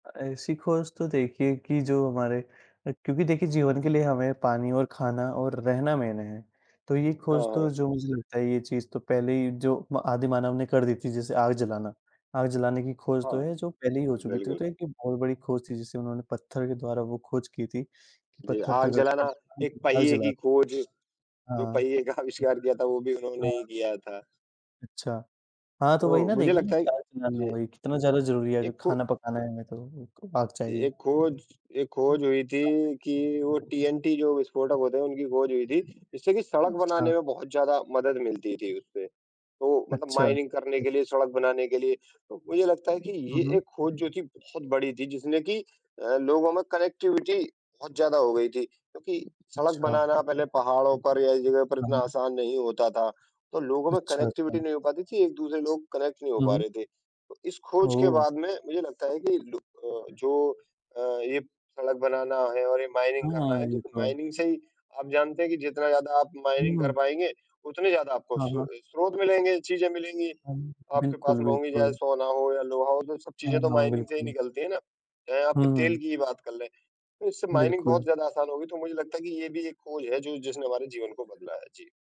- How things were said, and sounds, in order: in English: "मेन"; bird; unintelligible speech; laughing while speaking: "आविष्कार"; in English: "माइनिंग"; in English: "कनेक्टिविटी"; in English: "कनेक्टिविटी"; in English: "कनेक्ट"; in English: "माइनिंग"; in English: "माइनिंग"; in English: "माइनिंग"; in English: "माइनिंग"; in English: "माइनिंग"
- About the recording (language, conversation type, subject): Hindi, unstructured, पुराने समय की कौन-सी ऐसी खोज थी जिसने लोगों का जीवन बदल दिया?